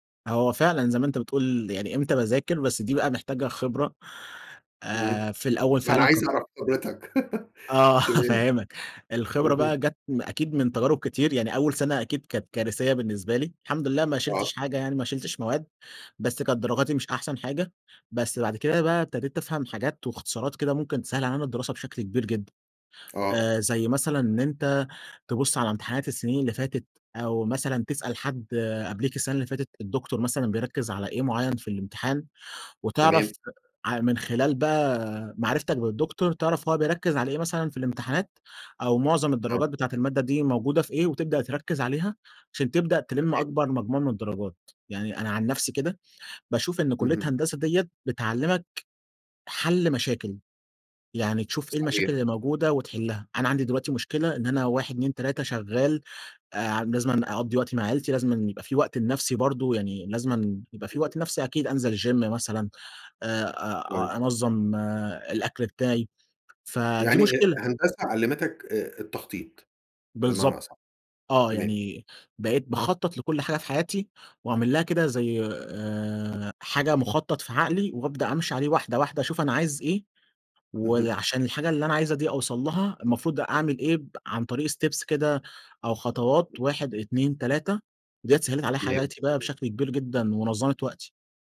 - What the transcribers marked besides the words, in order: chuckle; other background noise; tapping; in English: "الgym"; in English: "steps"
- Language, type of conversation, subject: Arabic, podcast, إزاي بتوازن بين الشغل والوقت مع العيلة؟